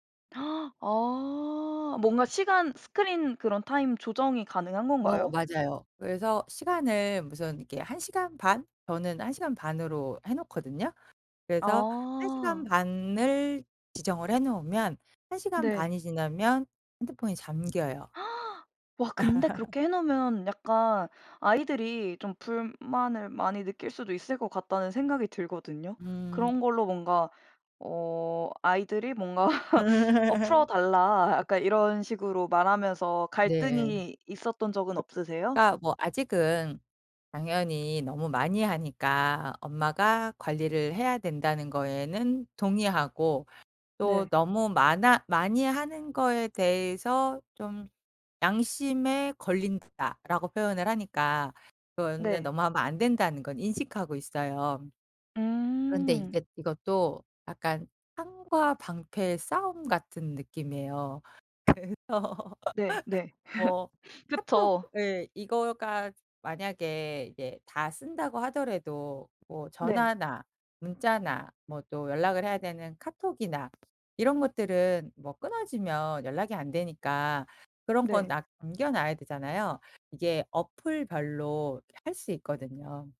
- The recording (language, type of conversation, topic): Korean, podcast, 아이들의 스마트폰 사용을 부모는 어떻게 관리해야 할까요?
- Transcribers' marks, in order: gasp; gasp; laugh; laughing while speaking: "뭔가"; laugh; other background noise; laughing while speaking: "그래서"; laugh; sniff; tapping